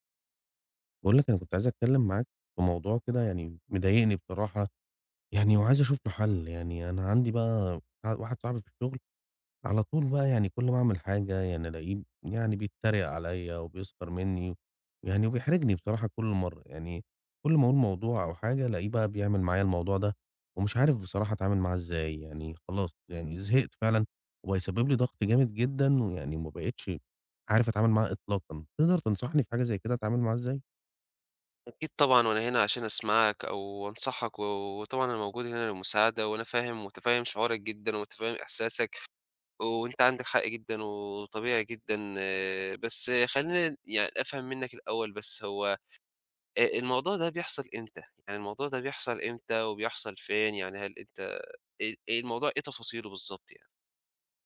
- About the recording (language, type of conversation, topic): Arabic, advice, صديق بيسخر مني قدام الناس وبيحرجني، أتعامل معاه إزاي؟
- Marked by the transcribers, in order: none